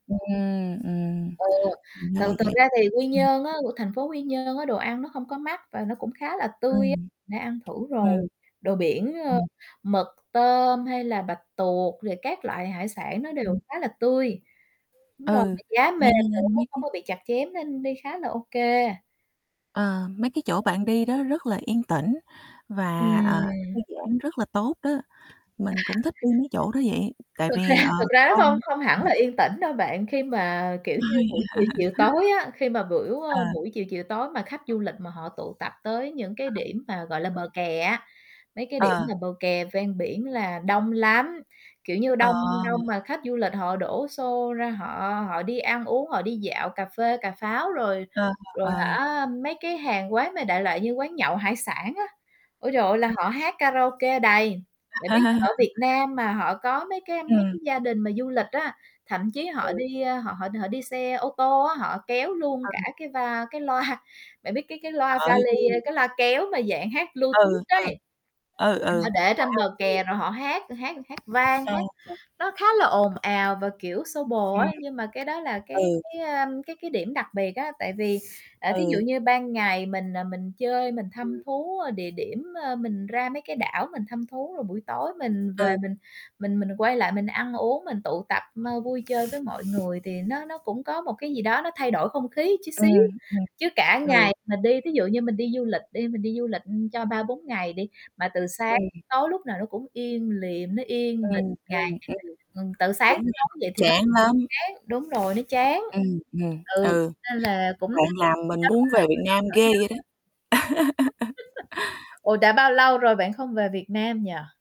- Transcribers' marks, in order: tapping; distorted speech; other background noise; static; unintelligible speech; chuckle; laughing while speaking: "Thực ra"; laughing while speaking: "Ôi"; chuckle; laugh; laughing while speaking: "loa"; laugh
- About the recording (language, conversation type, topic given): Vietnamese, unstructured, Bạn thích khám phá thiên nhiên hay thành phố hơn khi đi du lịch?